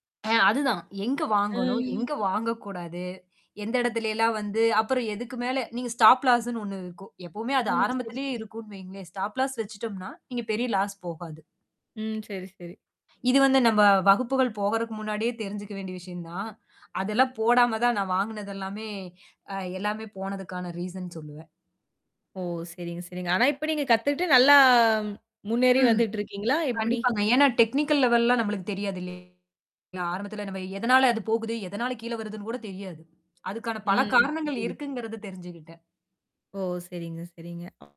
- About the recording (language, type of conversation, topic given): Tamil, podcast, அந்த நாளின் தோல்வி இப்போது உங்கள் கலைப் படைப்புகளை எந்த வகையில் பாதித்திருக்கிறது?
- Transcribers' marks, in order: static; in English: "ஸ்டாப் லாஸ்"; distorted speech; tapping; in English: "ஸ்டாப் லாஸ்"; in English: "லாஸ்"; other background noise; in English: "ரீசன்"; surprised: "ஓ!"; in English: "டெக்னிக்கல் லெவல்"; mechanical hum